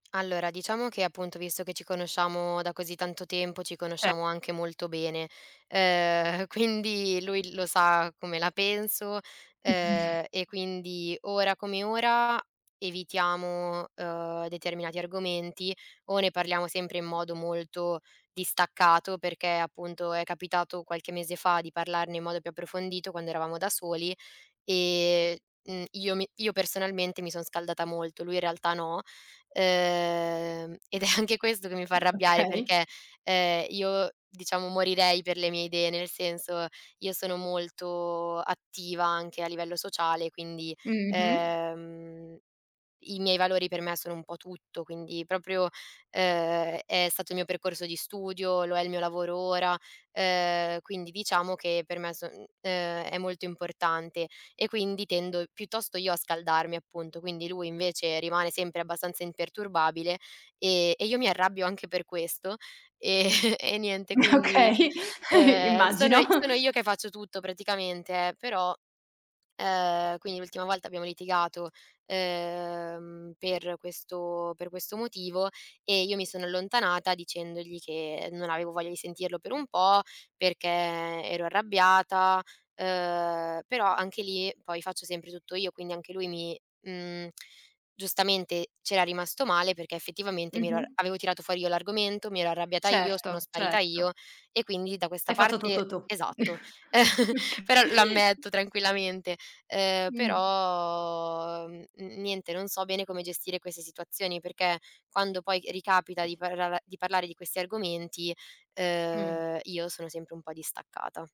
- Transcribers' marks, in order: other noise; tapping; other background noise; laughing while speaking: "anche"; laughing while speaking: "Okay"; laughing while speaking: "e"; laughing while speaking: "Okay, i immagino"; chuckle; chuckle; laughing while speaking: "Okay"; drawn out: "però"
- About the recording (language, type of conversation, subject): Italian, advice, Come posso gestire un conflitto nato dopo una discussione su politica o valori?